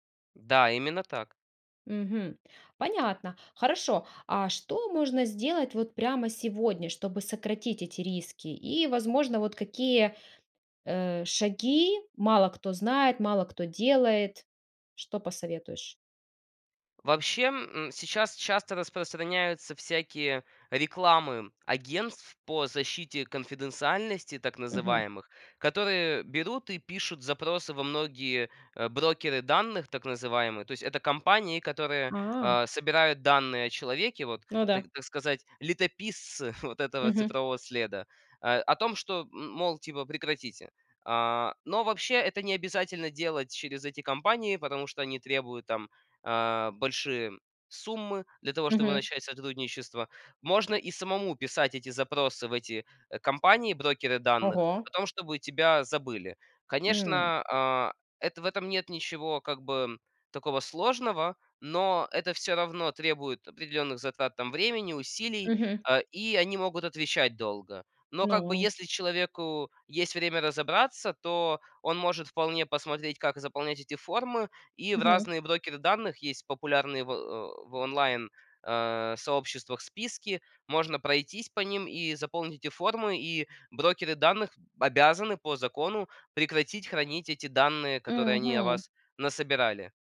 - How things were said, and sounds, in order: tapping; other background noise
- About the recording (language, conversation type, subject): Russian, podcast, Что важно помнить о цифровом следе и его долговечности?
- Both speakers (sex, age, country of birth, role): female, 35-39, Ukraine, host; male, 18-19, Ukraine, guest